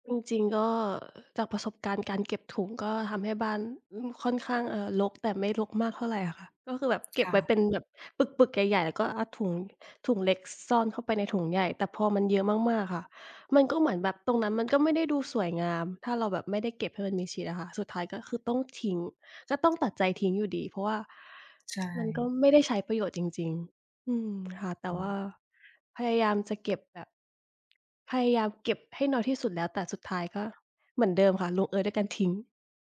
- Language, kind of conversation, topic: Thai, unstructured, ทำไมบางคนถึงชอบเก็บของที่ดูเหมือนจะเน่าเสียไว้?
- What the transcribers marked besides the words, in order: none